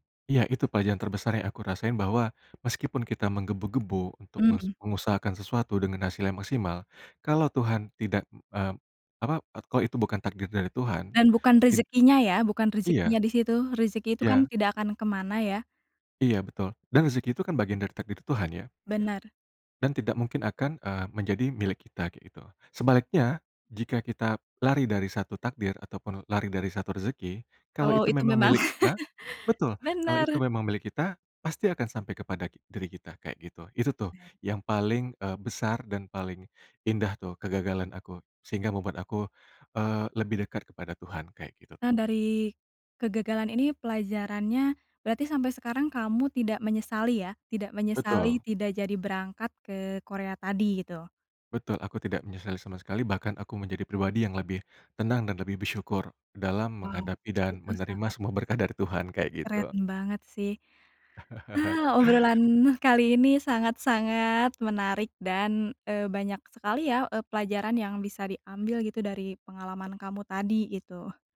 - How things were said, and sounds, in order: laugh; laugh
- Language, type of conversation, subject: Indonesian, podcast, Apa pelajaran terbesar yang kamu dapat dari kegagalan?